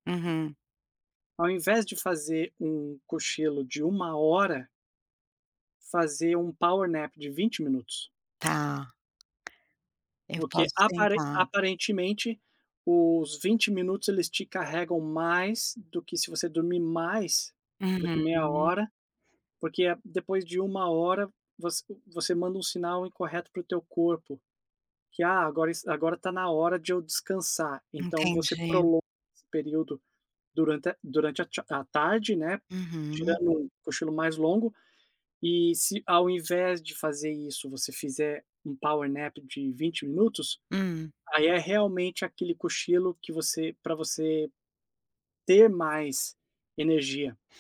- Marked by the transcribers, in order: in English: "power nap"; tapping; in English: "power nap"
- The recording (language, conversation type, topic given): Portuguese, advice, Por que acordo cansado mesmo após uma noite completa de sono?